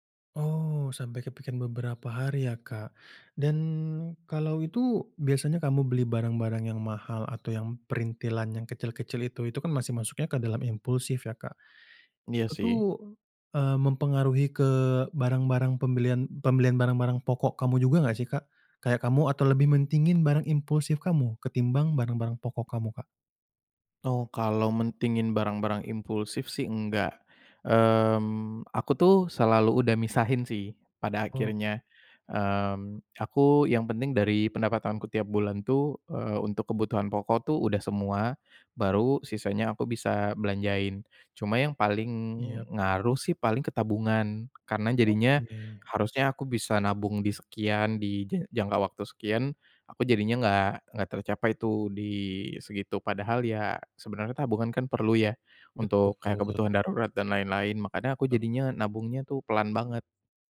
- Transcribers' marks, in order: tapping; other background noise
- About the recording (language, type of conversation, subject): Indonesian, advice, Bagaimana cara mengatasi rasa bersalah setelah membeli barang mahal yang sebenarnya tidak perlu?